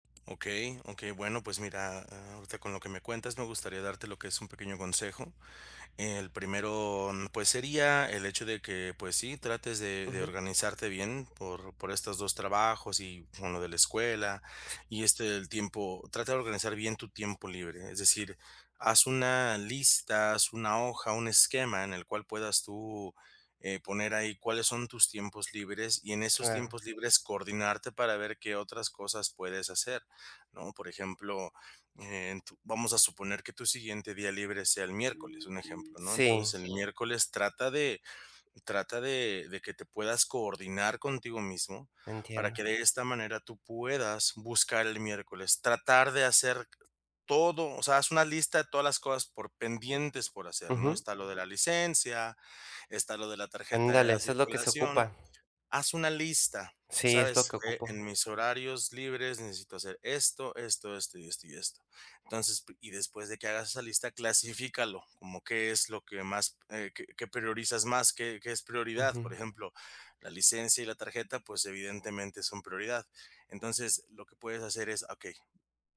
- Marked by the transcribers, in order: other background noise
- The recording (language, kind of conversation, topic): Spanish, advice, ¿Cómo puedo encontrar tiempo para mis pasatiempos si tengo una agenda ocupada?